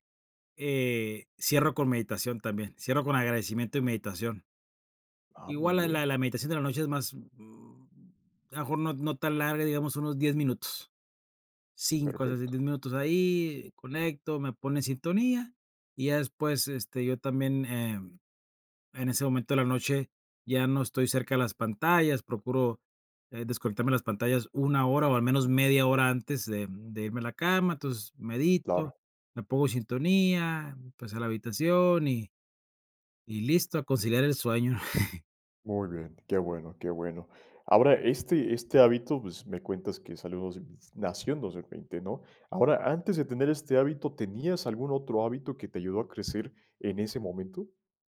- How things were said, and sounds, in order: chuckle
- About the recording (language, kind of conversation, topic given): Spanish, podcast, ¿Qué hábito te ayuda a crecer cada día?